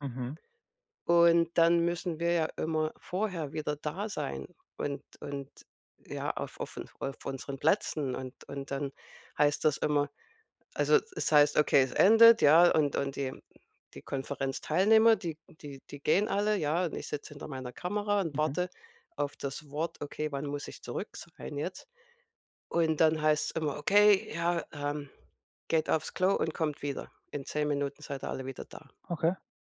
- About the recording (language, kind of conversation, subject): German, advice, Wie kann ich mehr Bewegung in meinen Alltag bringen, wenn ich den ganzen Tag sitze?
- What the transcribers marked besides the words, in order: none